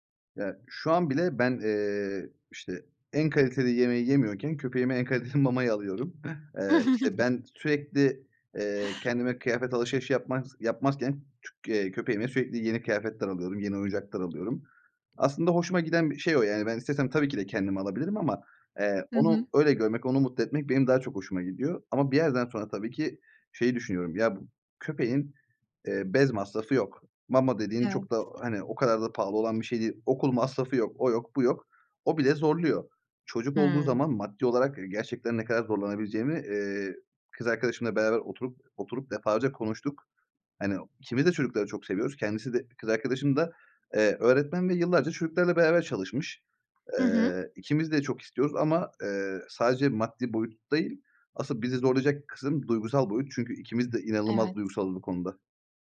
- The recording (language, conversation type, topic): Turkish, podcast, Çocuk sahibi olmaya hazır olup olmadığını nasıl anlarsın?
- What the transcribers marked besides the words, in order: chuckle; tapping; chuckle; other noise